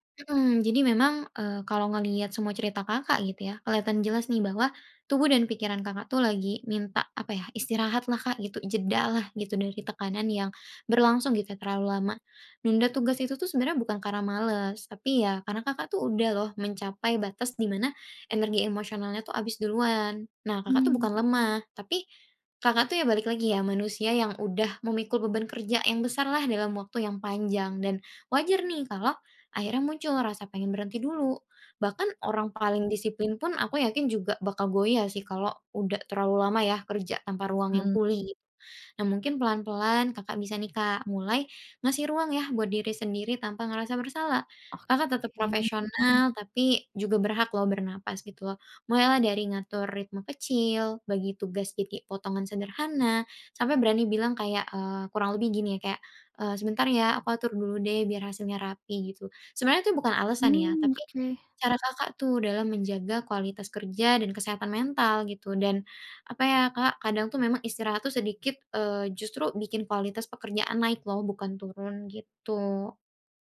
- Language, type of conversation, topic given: Indonesian, advice, Bagaimana cara berhenti menunda semua tugas saat saya merasa lelah dan bingung?
- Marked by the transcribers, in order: none